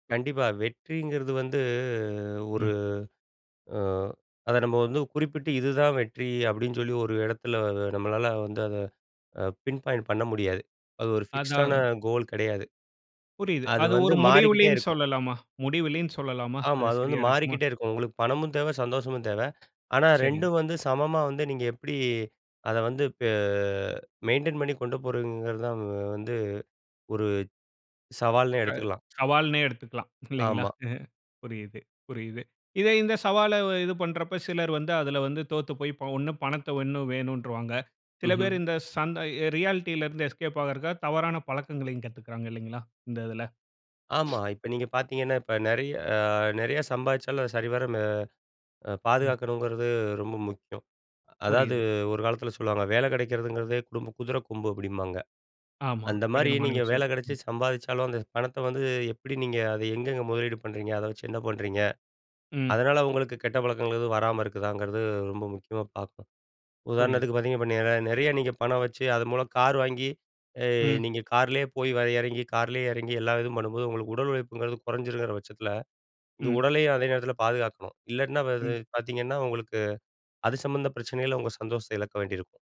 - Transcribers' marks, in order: in English: "பின் பாயிண்ட்"; in English: "ஃபிக்ஸ்டான கோல்"; in English: "மெயின்டெயின்"; other noise
- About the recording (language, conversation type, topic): Tamil, podcast, வெற்றிக்கு பணம் முக்கியமா, சந்தோஷம் முக்கியமா?